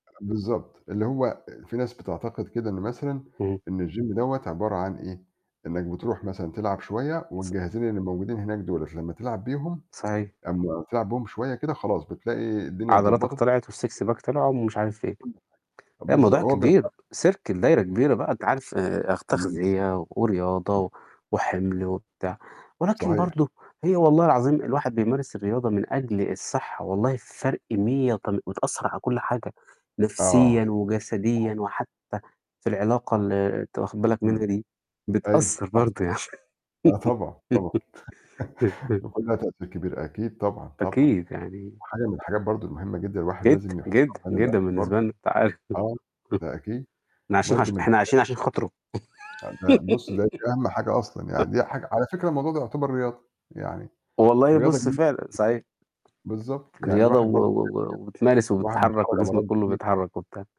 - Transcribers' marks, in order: tapping; in English: "الgym"; unintelligible speech; in English: "والsix pack"; other noise; unintelligible speech; in English: "circle"; laugh; laughing while speaking: "يعني"; laugh; chuckle; laugh; unintelligible speech; other background noise; unintelligible speech; unintelligible speech
- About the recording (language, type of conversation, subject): Arabic, unstructured, إيه رأيك في أهمية إننا نمارس الرياضة كل يوم؟